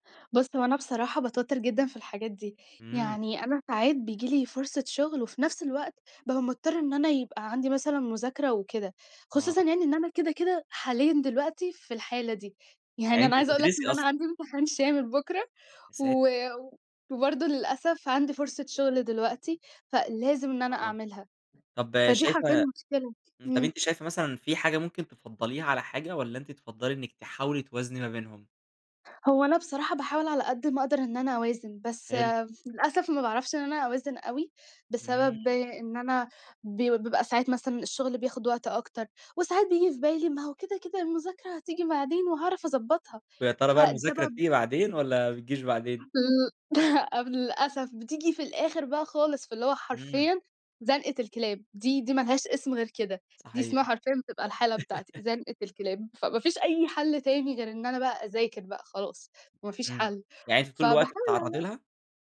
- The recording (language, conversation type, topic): Arabic, podcast, إزاي تقرر بين فرصة شغل وفرصة دراسة؟
- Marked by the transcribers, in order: laughing while speaking: "يعني أنا عايزة أقول لك إن أنا عندي امتحان شامل بُكرة"; other background noise; laughing while speaking: "ل لأ"; laugh